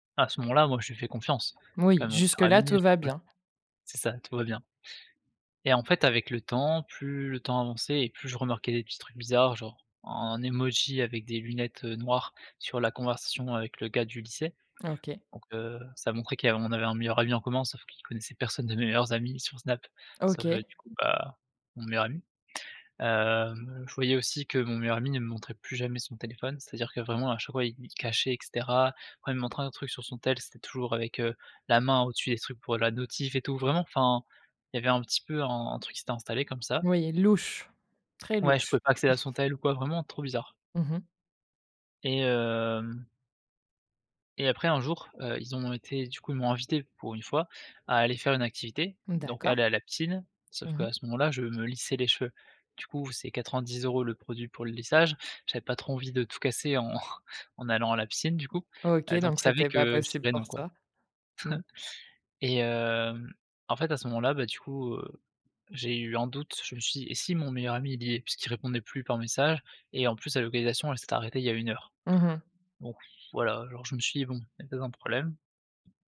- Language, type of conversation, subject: French, podcast, Comment regagner la confiance après avoir commis une erreur ?
- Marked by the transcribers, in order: other background noise; stressed: "personne"; chuckle; drawn out: "hem"; chuckle; chuckle; tapping